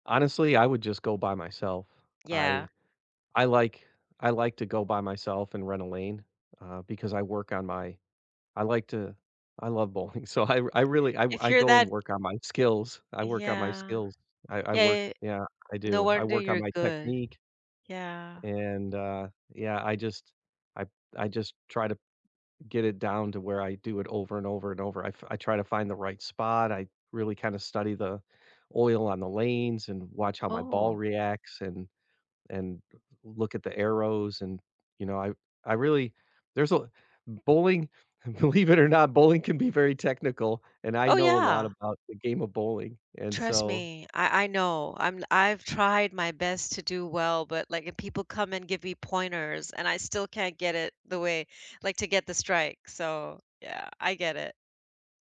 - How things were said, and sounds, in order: chuckle; laughing while speaking: "believe it or not, bowling can"
- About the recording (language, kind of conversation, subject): English, unstructured, Which childhood hobbies would you bring back into your life now, and how would you start?
- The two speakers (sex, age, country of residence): female, 50-54, United States; male, 55-59, United States